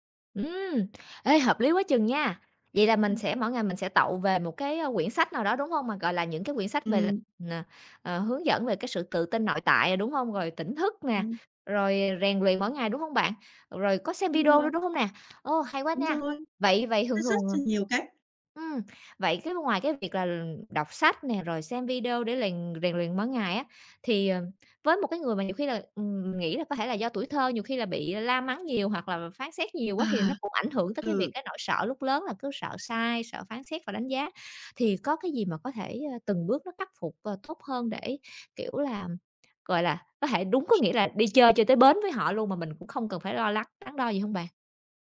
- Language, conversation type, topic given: Vietnamese, advice, Bạn cảm thấy ngại bộc lộ cảm xúc trước đồng nghiệp hoặc bạn bè không?
- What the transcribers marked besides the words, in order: other background noise; tapping